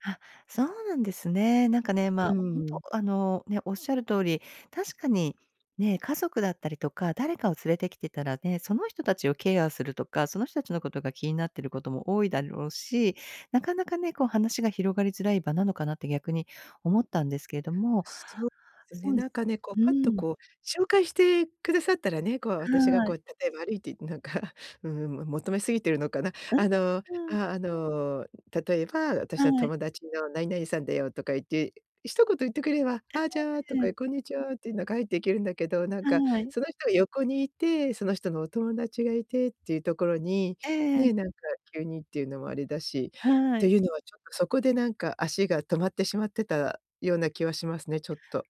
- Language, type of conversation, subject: Japanese, advice, 友人の集まりで孤立感を感じて話に入れないとき、どうすればいいですか？
- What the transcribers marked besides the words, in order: laughing while speaking: "なんか"